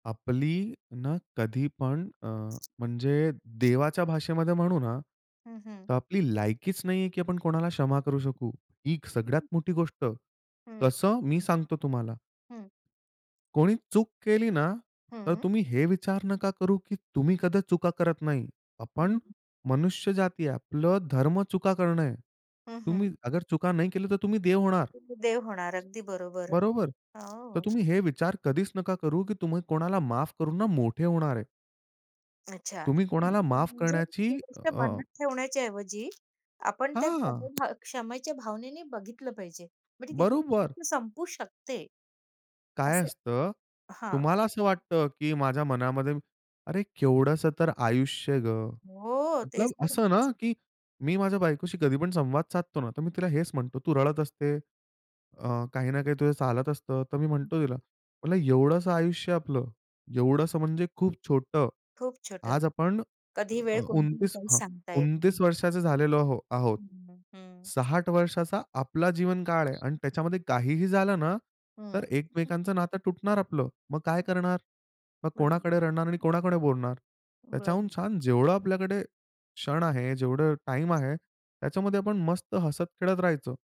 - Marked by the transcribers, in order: other background noise; tapping; chuckle; "कधीच" said as "कधेच"; other noise; drawn out: "हो"; in Hindi: "उनतीस"; unintelligible speech; unintelligible speech
- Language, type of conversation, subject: Marathi, podcast, नात्यांमधल्या जुन्या दुखण्यांना तुम्ही कसे सामोरे जाता?